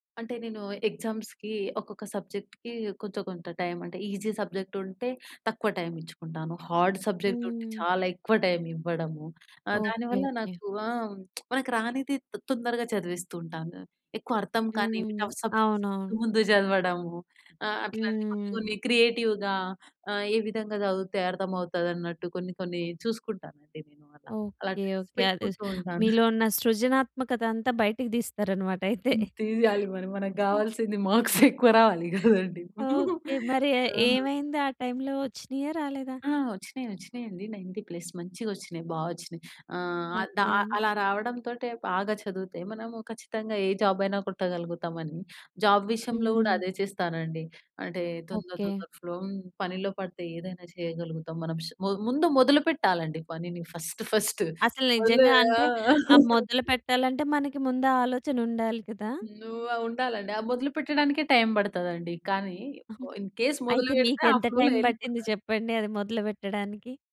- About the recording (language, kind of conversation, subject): Telugu, podcast, ఫ్లో స్థితిలో మునిగిపోయినట్టు అనిపించిన ఒక అనుభవాన్ని మీరు చెప్పగలరా?
- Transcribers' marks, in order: in English: "ఎగ్జామ్స్‌కి"; in English: "సబ్జెక్ట్‌కి"; in English: "ఈజీ సబ్జెక్ట్"; in English: "హార్డ్ సబ్జెక్ట్"; lip smack; in English: "టఫ్ సబ్జెక్ట్స్"; in English: "క్రియేటివ్‌గా"; in English: "ట్రిప్స్"; giggle; other noise; laughing while speaking: "మార్క్స్ ఎక్కువ రావాలి గదండి"; in English: "మార్క్స్"; in English: "నైన్టీ ప్లస్"; in English: "జాబ్"; in English: "జాబ్"; in English: "ఫ్లో"; in English: "ఫస్ట్ ఫస్ట్"; giggle; in English: "ఇన్ కేస్"; giggle; in English: "ఫ్లోలో"